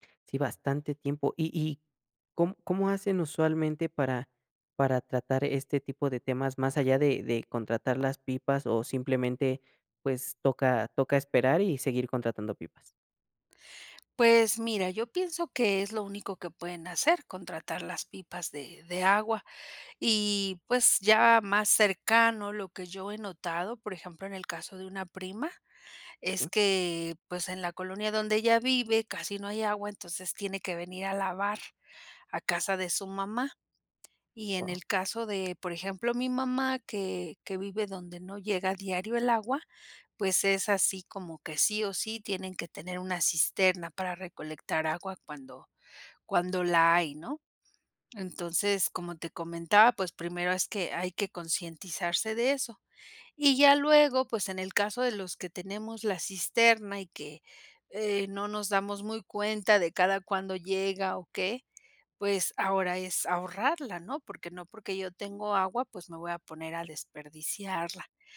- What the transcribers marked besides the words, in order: none
- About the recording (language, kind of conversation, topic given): Spanish, podcast, ¿Qué consejos darías para ahorrar agua en casa?